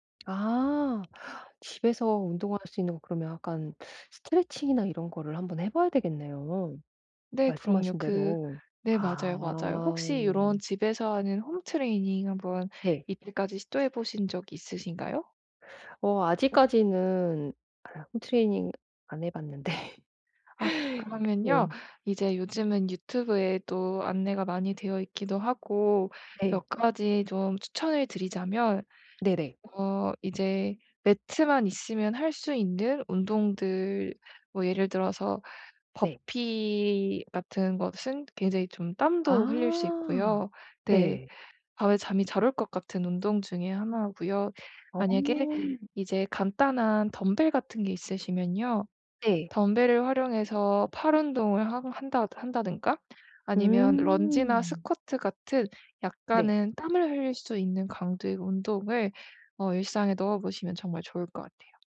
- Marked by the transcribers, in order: tapping; laughing while speaking: "해봤는데"; other background noise
- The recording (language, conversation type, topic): Korean, advice, 잠들기 전에 긴장을 효과적으로 푸는 방법은 무엇인가요?